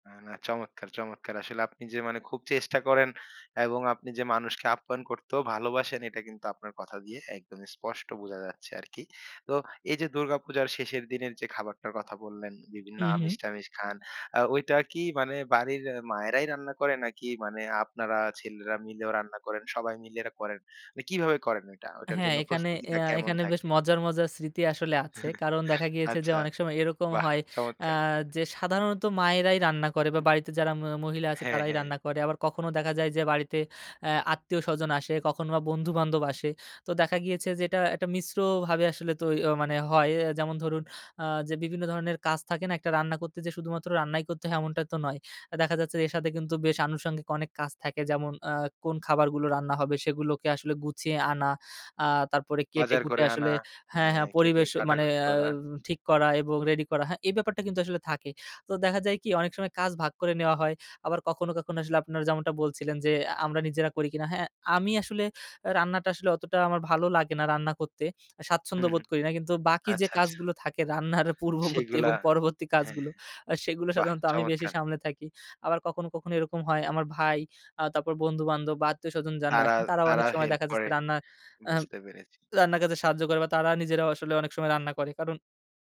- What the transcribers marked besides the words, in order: chuckle; laughing while speaking: "রান্নার আ পূর্ববর্তী এবং পরবর্তী"
- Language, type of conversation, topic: Bengali, podcast, উৎসবের খাওয়া-দাওয়া আপনি সাধারণত কীভাবে সামলান?